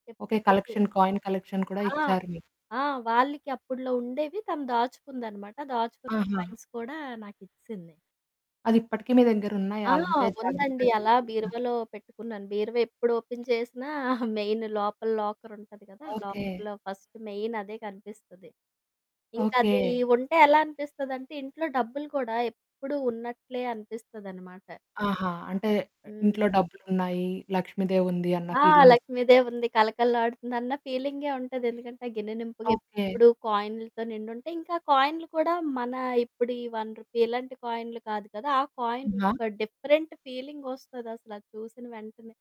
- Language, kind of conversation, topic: Telugu, podcast, మీ వద్ద ఉన్న వారసత్వ వస్తువు వెనుక ఉన్న కథను చెప్పగలరా?
- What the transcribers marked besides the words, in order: static; mechanical hum; in English: "కలెక్షన్ కాయిన్, కలెక్షన్"; in English: "కాయిన్స్"; in English: "ఓపెన్"; in English: "మెయిన్"; chuckle; in English: "లాకర్‌లో ఫస్ట్"; in English: "వన్ రూపీ"; in English: "కాయిన్"; in English: "డిఫరెంట్"